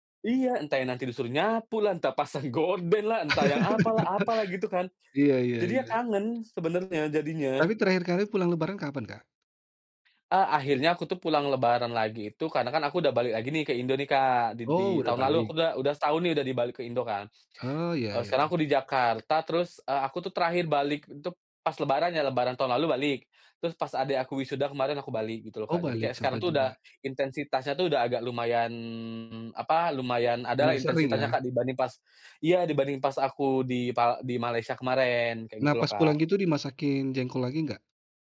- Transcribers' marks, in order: laughing while speaking: "gorden lah"; laugh; other background noise
- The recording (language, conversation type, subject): Indonesian, podcast, Aroma masakan apa yang langsung membuat kamu teringat rumah?